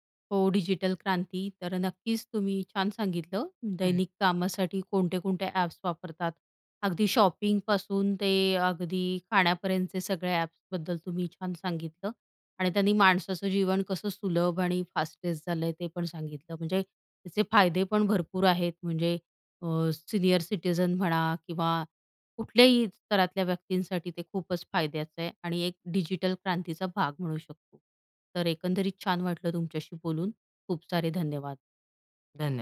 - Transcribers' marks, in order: in English: "शॉपिंग"; in English: "फास्टेस्ट"; in English: "सीनियर सिटिझन"
- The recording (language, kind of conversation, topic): Marathi, podcast, दैनिक कामांसाठी फोनवर कोणते साधन तुम्हाला उपयोगी वाटते?